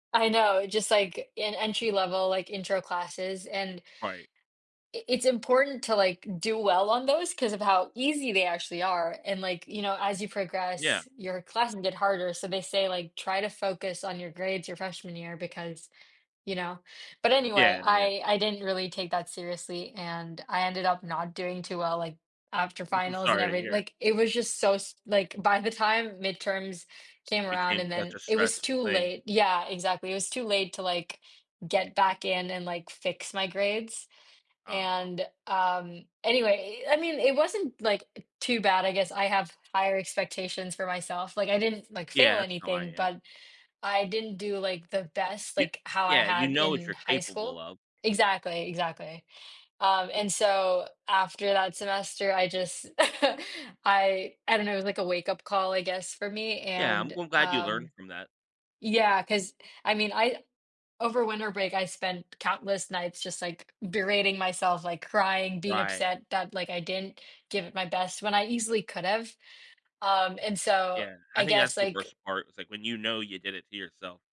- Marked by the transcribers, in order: other background noise; laugh
- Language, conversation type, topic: English, unstructured, How can setbacks lead to personal growth and new perspectives?
- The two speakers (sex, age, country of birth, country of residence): female, 20-24, United States, United States; male, 35-39, United States, United States